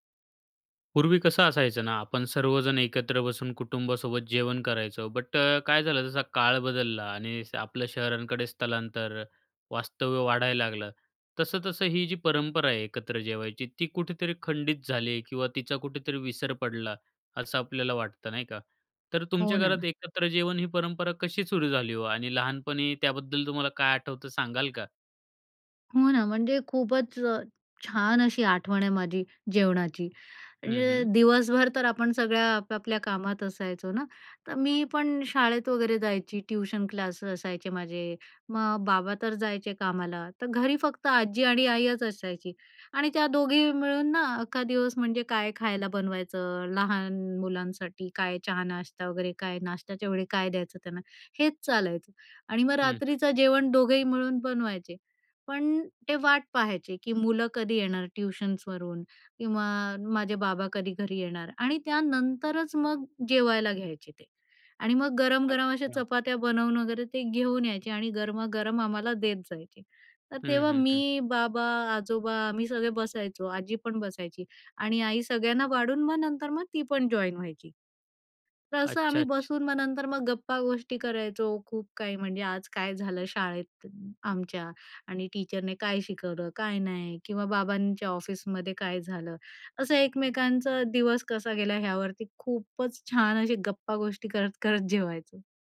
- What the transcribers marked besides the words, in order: other background noise; in English: "बट"; in English: "जॉइन"; in English: "टीचरने"
- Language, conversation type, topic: Marathi, podcast, एकत्र जेवण हे परंपरेच्या दृष्टीने तुमच्या घरी कसं असतं?